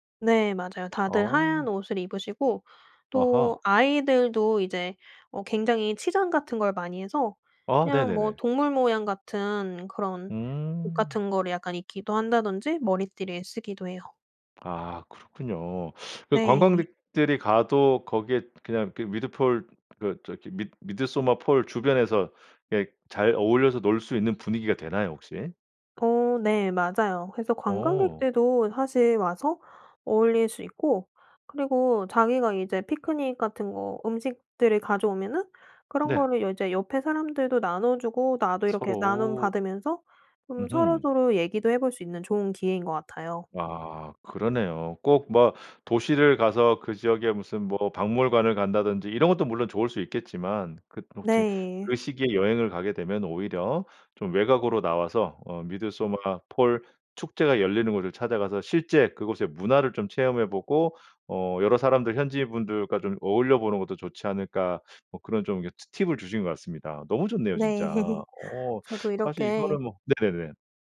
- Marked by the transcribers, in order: teeth sucking; laugh; teeth sucking
- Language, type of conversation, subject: Korean, podcast, 고향에서 열리는 축제나 행사를 소개해 주실 수 있나요?